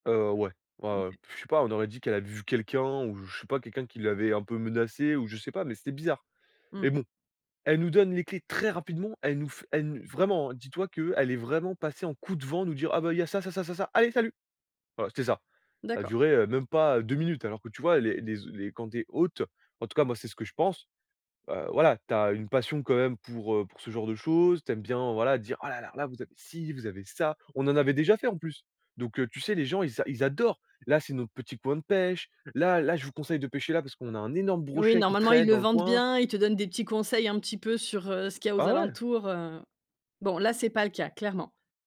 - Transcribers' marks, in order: stressed: "très"
- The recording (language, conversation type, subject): French, podcast, Quelle rencontre fortuite t’a le plus marqué, et pourquoi ?